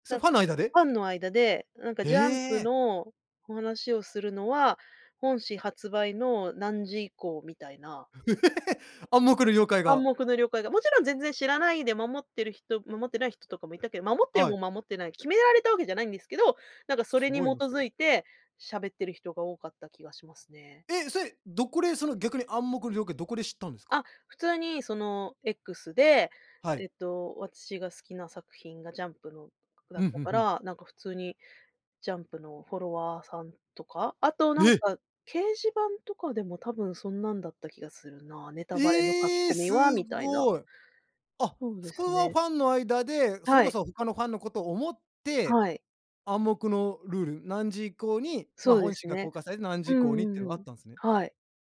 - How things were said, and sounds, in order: laugh; tapping
- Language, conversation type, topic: Japanese, podcast, ネタバレはどのように扱うのがよいと思いますか？